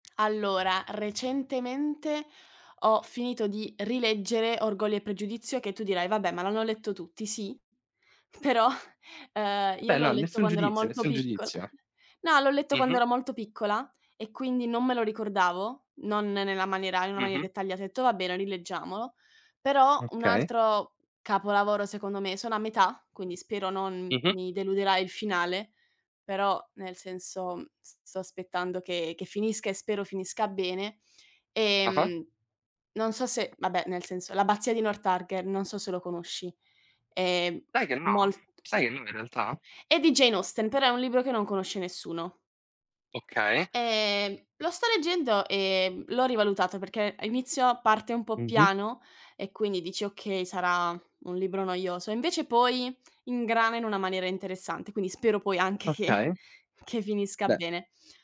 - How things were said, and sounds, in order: laughing while speaking: "però"; other background noise; tapping; laughing while speaking: "anche che"
- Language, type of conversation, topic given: Italian, unstructured, Come ti senti dopo una bella sessione del tuo hobby preferito?
- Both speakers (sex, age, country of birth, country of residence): female, 20-24, Italy, Italy; male, 20-24, Italy, Italy